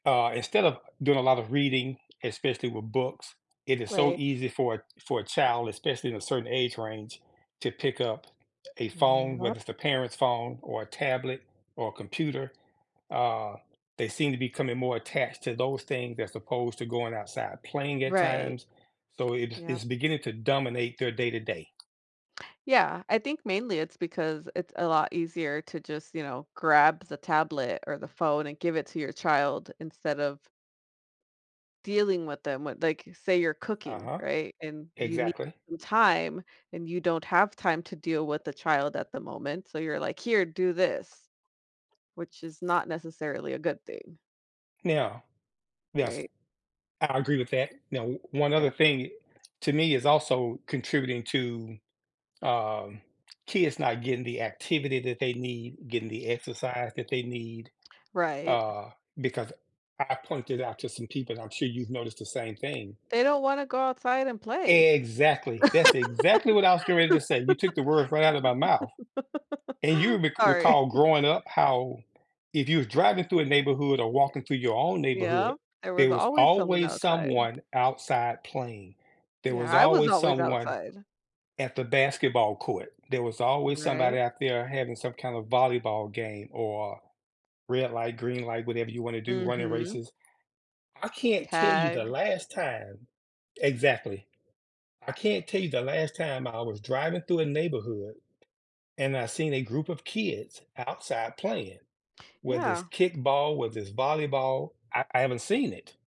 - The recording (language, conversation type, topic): English, unstructured, How is technology changing the way children play and connect with others?
- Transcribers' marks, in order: other background noise; tapping; laugh